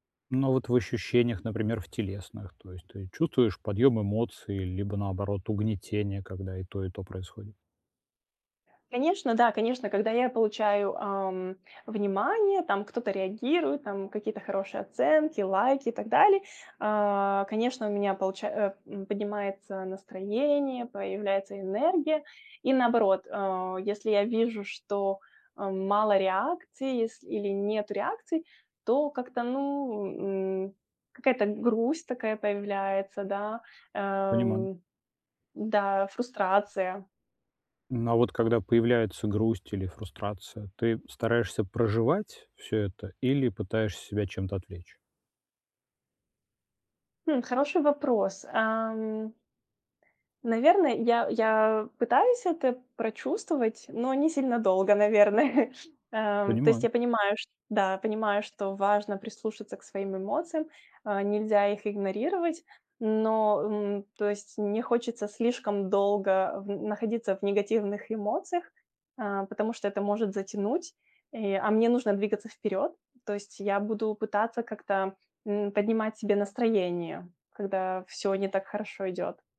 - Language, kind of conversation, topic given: Russian, advice, Как мне управлять стрессом, не борясь с эмоциями?
- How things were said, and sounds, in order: laughing while speaking: "наверное"